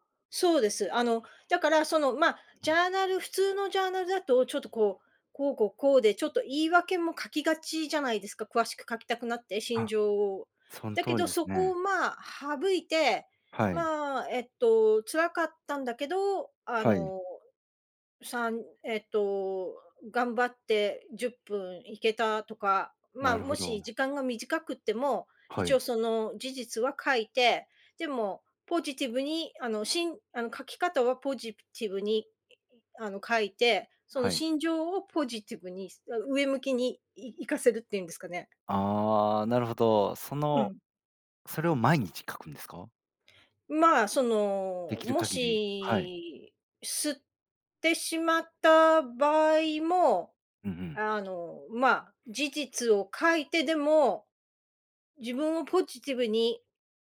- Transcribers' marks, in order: tapping
- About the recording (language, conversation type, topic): Japanese, advice, 自分との約束を守れず、目標を最後までやり抜けないのはなぜですか？